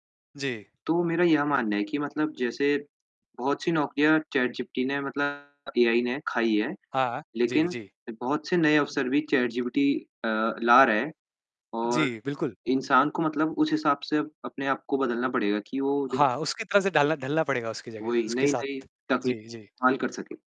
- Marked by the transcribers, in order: distorted speech
- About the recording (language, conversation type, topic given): Hindi, unstructured, क्या तकनीक के बढ़ते उपयोग से नौकरी के अवसर कम हो रहे हैं?